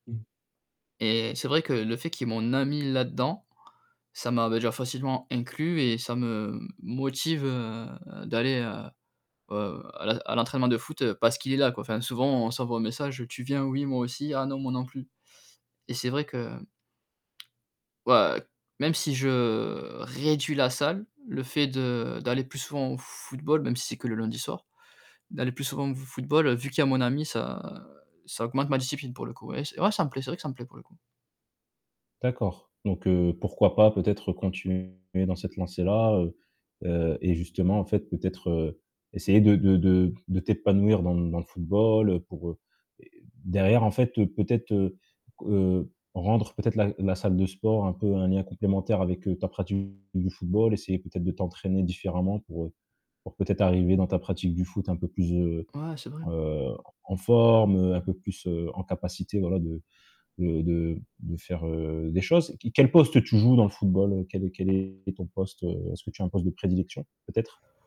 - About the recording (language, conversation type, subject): French, advice, Comment gérez-vous le sentiment de culpabilité après avoir sauté des séances d’entraînement ?
- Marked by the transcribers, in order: distorted speech; other background noise